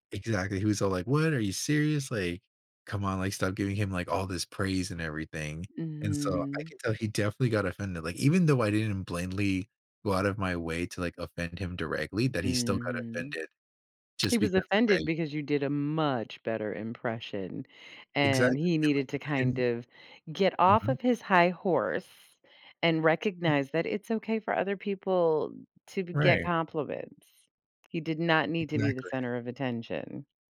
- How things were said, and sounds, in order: drawn out: "Mhm"; drawn out: "Mhm"; stressed: "much"; other background noise
- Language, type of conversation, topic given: English, advice, How can I apologize sincerely?